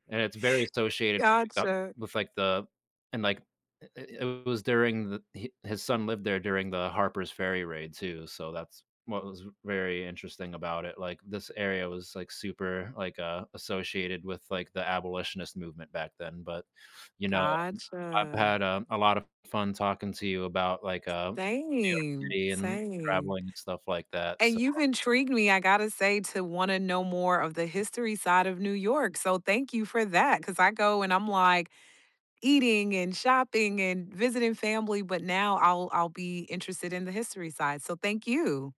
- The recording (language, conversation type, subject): English, unstructured, What is your favorite place you have ever traveled to?
- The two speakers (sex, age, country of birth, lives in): female, 40-44, United States, United States; male, 30-34, United States, United States
- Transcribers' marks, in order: unintelligible speech; other background noise; tapping